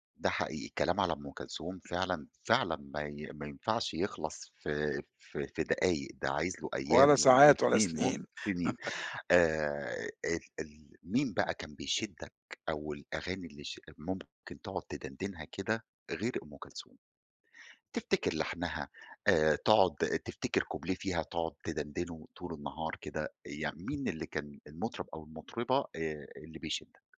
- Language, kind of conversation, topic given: Arabic, podcast, إيه هي الأغاني اللي عمرك ما بتملّ تسمعها؟
- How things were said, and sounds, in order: chuckle; in English: "كُوبْليه"